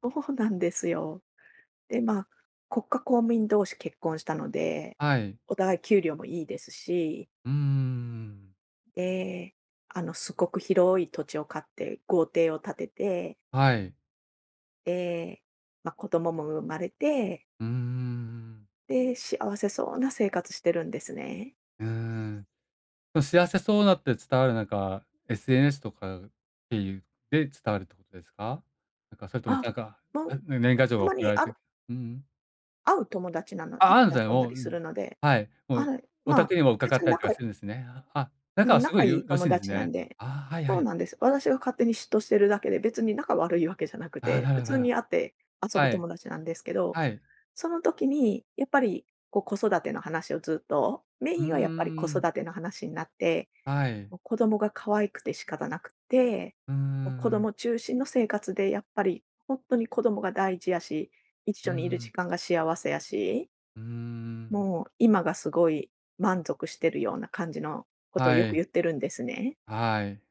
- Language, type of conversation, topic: Japanese, advice, 友人の成功に嫉妬を感じたとき、どうすればいいですか？
- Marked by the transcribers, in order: none